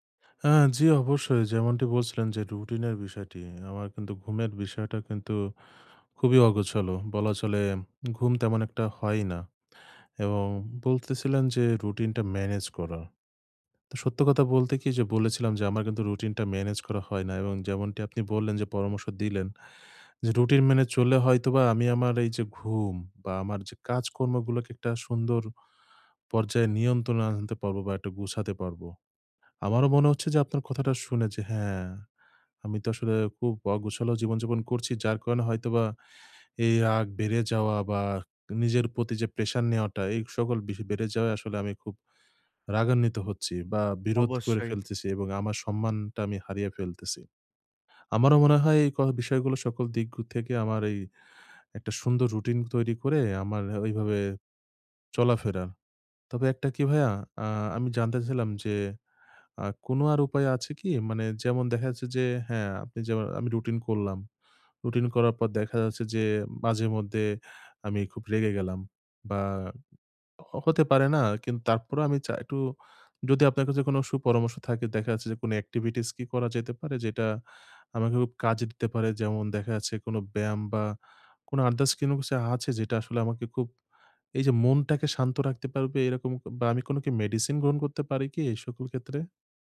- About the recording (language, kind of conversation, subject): Bengali, advice, বিরোধের সময় কীভাবে সম্মান বজায় রেখে সহজভাবে প্রতিক্রিয়া জানাতে পারি?
- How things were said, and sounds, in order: other background noise